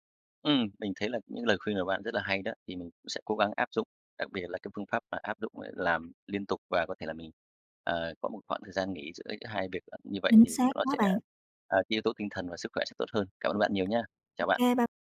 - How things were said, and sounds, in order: unintelligible speech; tapping
- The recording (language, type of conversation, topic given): Vietnamese, advice, Làm sao để vượt qua tình trạng kiệt sức tinh thần khiến tôi khó tập trung làm việc?